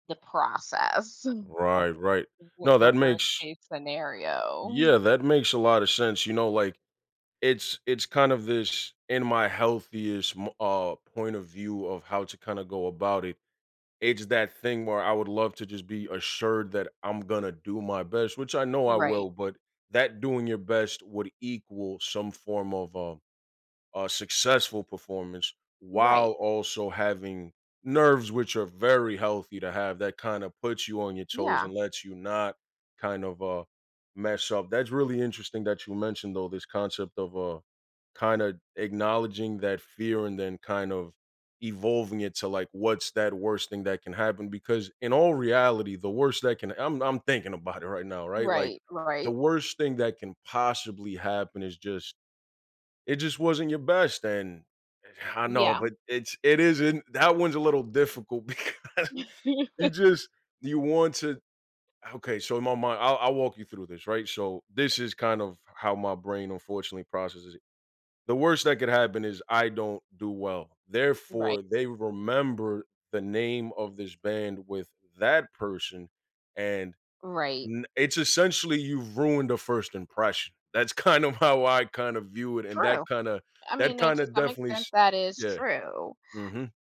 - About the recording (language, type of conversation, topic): English, advice, How can I feel more confident in social situations?
- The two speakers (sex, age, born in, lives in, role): female, 40-44, United States, United States, advisor; male, 30-34, United States, United States, user
- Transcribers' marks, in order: chuckle; laugh; laughing while speaking: "because"; tapping